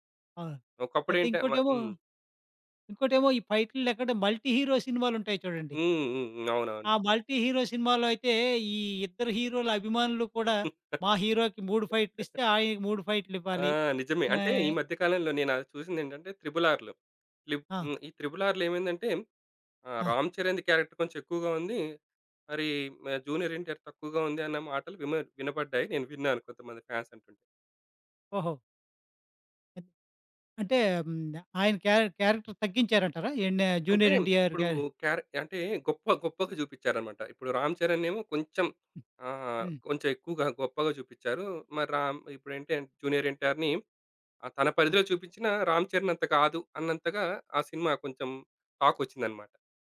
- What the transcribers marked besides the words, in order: in English: "మల్టీ హీరో"; in English: "మల్టీ హీరో"; chuckle; in English: "హీరోకి"; in English: "క్యారెక్టర్"; in English: "జూనియర్"; in English: "ఫ్యాన్స్"; in English: "క్యారె క్యారెక్టర్"; in English: "జూనియర్"; in English: "జూనియర్"
- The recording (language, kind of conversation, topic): Telugu, podcast, ఒక పాట వింటే మీకు ఒక నిర్దిష్ట వ్యక్తి గుర్తుకొస్తారా?